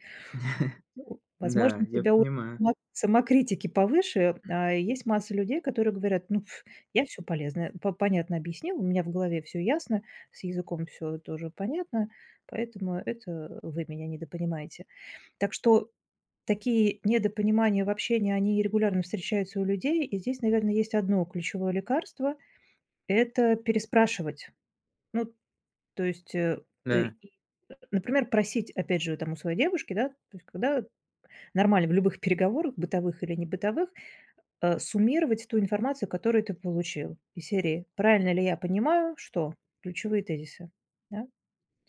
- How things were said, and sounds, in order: chuckle; other background noise; other noise
- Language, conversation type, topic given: Russian, advice, Как мне ясно и кратко объяснять сложные идеи в группе?